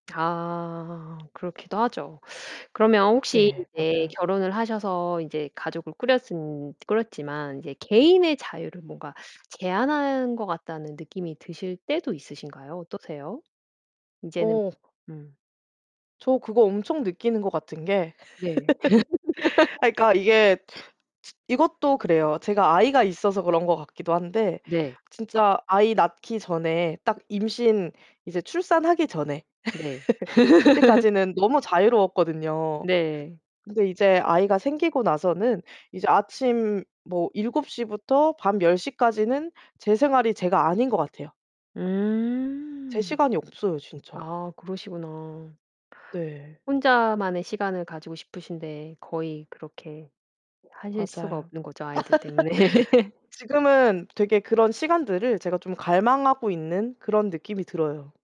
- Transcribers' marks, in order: tapping; distorted speech; other background noise; laugh; chuckle; laugh; drawn out: "음"; laugh; laughing while speaking: "때문에"
- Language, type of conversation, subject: Korean, podcast, 결혼과 독신 중 어떤 삶을 선택하셨고, 그 이유는 무엇인가요?